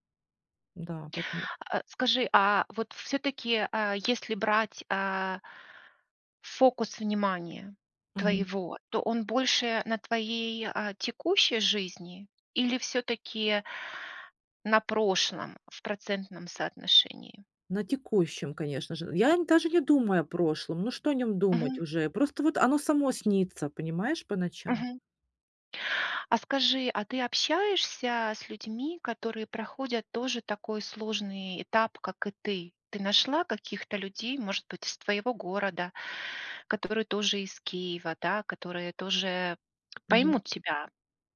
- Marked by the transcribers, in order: tapping
- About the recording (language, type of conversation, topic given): Russian, advice, Как справиться с одиночеством и тоской по дому после переезда в новый город или другую страну?